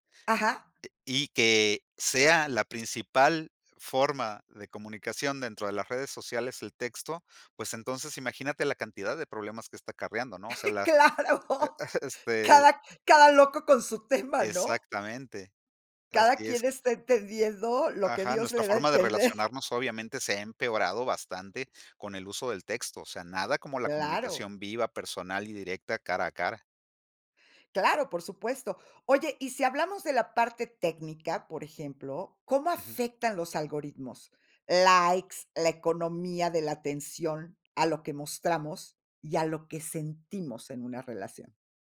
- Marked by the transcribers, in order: laughing while speaking: "Claro, cada cada loco con su tema, ¿no?"; giggle; laughing while speaking: "Cada quien está entendiendo, lo que Dios le da a entender"
- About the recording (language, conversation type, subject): Spanish, podcast, ¿Cómo cambian las redes sociales nuestra forma de relacionarnos?